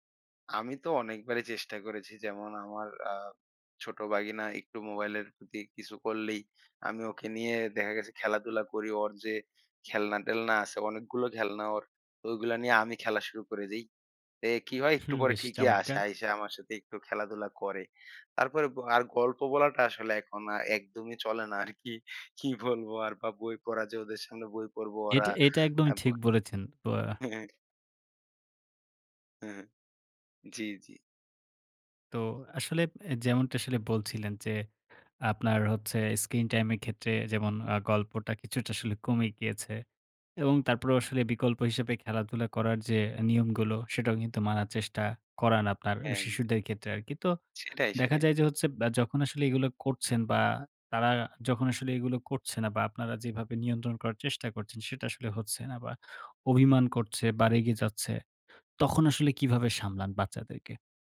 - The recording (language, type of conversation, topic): Bengali, podcast, শিশুদের স্ক্রিন টাইম নিয়ন্ত্রণে সাধারণ কোনো উপায় আছে কি?
- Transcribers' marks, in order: "ওর" said as "অর"; laughing while speaking: "আর কি। কি বলবো আর বা বই পড়া"; chuckle; scoff